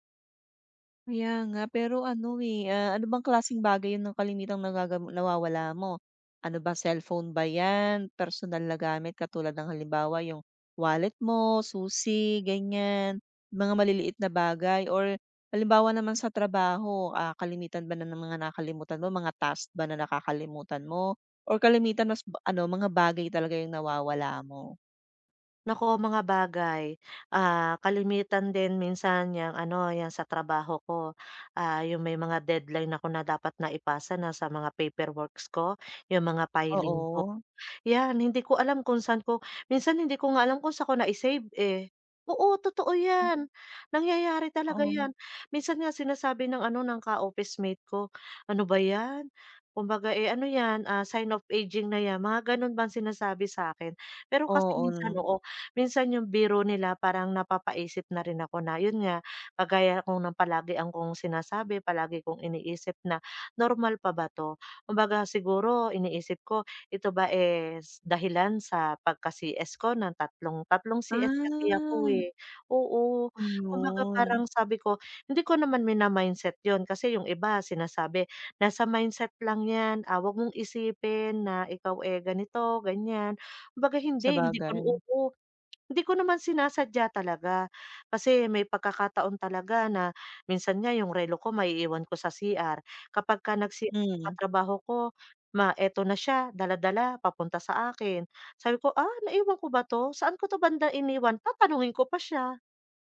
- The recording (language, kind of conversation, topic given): Filipino, advice, Paano ko maaayos ang aking lugar ng trabaho kapag madalas nawawala ang mga kagamitan at kulang ang oras?
- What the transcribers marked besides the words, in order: tapping; drawn out: "Ah"